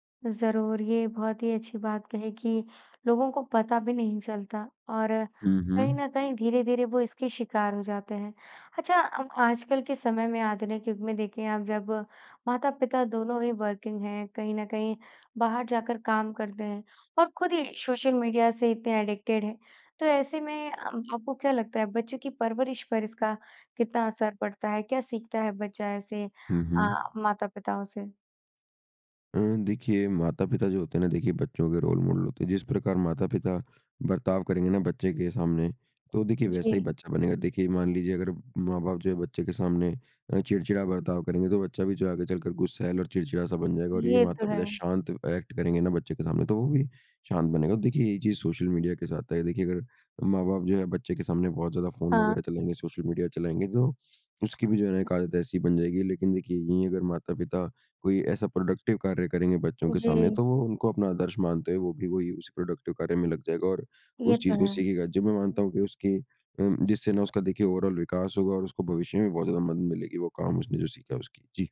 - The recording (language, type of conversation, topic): Hindi, podcast, सोशल मीडिया ने आपके रिश्तों को कैसे प्रभावित किया है?
- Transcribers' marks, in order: in English: "वर्किंग"; tapping; in English: "एडिक्टेड"; in English: "रोल मॉडल"; in English: "ऐक्ट"; in English: "प्रोडक्टिव"; in English: "प्रोडक्टिव"; in English: "ओवरऑल"